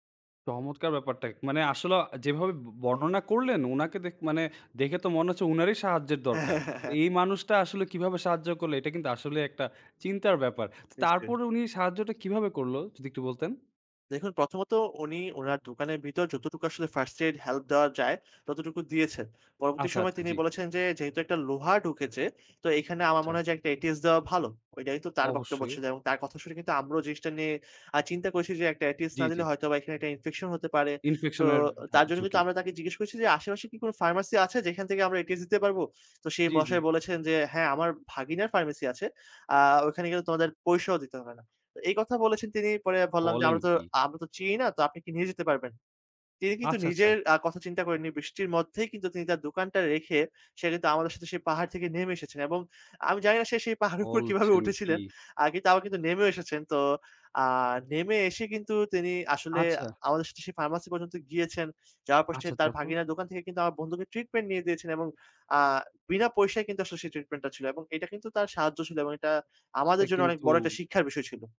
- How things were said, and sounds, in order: chuckle; other background noise; tapping; laughing while speaking: "উপর কিভাবে উঠেছিলেন"
- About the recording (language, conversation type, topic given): Bengali, podcast, ভ্রমণের পথে আপনার দেখা কোনো মানুষের অনুপ্রেরণাদায়ক গল্প আছে কি?